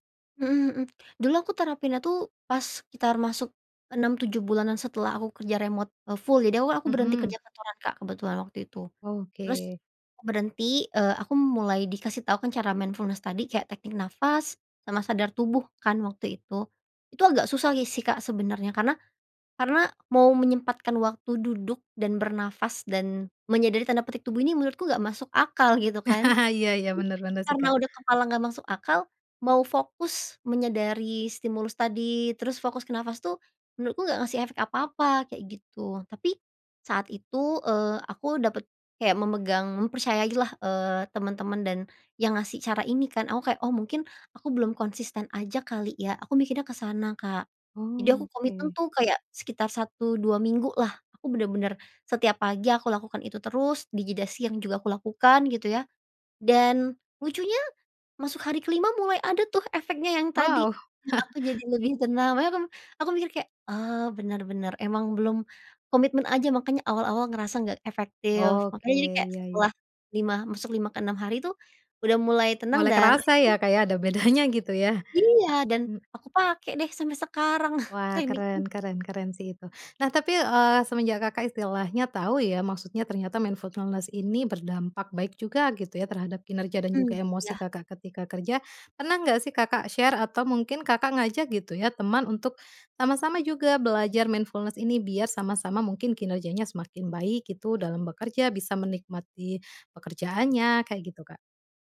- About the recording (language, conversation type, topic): Indonesian, podcast, Bagaimana mindfulness dapat membantu saat bekerja atau belajar?
- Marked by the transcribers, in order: in English: "mindfulness"; chuckle; chuckle; unintelligible speech; laughing while speaking: "bedanya"; in English: "mindfulneless"; "mindfulness" said as "mindfulneless"; in English: "share"; in English: "mindfulness"